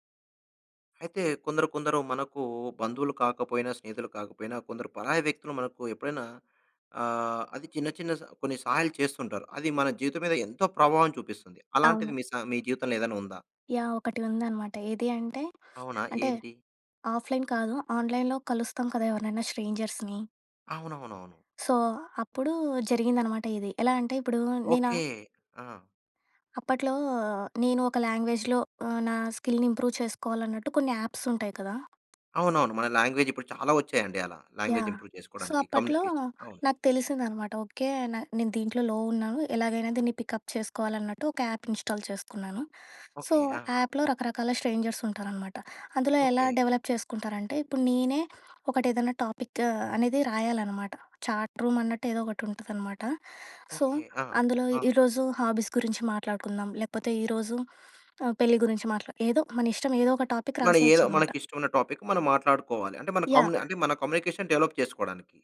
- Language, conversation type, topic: Telugu, podcast, పరాయి వ్యక్తి చేసిన చిన్న సహాయం మీపై ఎలాంటి ప్రభావం చూపిందో చెప్పగలరా?
- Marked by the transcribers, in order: tapping; in English: "ఆఫ్‍లైన్"; in English: "ఆన్‍లైన్‍లో"; in English: "స్ట్రేంజర్స్‌ని"; in English: "సో"; in English: "లాంగ్వేజ్‍లో"; in English: "స్కిల్‌ని ఇంప్రూవ్"; in English: "లాంగ్వేజ్ ఇంప్రూవ్"; in English: "సో"; in English: "కమ్యూనికేషన్"; horn; in English: "లో"; in English: "పికప్"; in English: "యాప్ ఇన్స్టాల్"; in English: "సో, యాప్‍లో"; in English: "డవలప్"; in English: "టాపిక్"; in English: "చాట్"; in English: "సో"; in English: "హాబీస్"; in English: "టాపిక్"; in English: "టాపిక్"; in English: "కమ్యూనికేషన్ డెవలప్"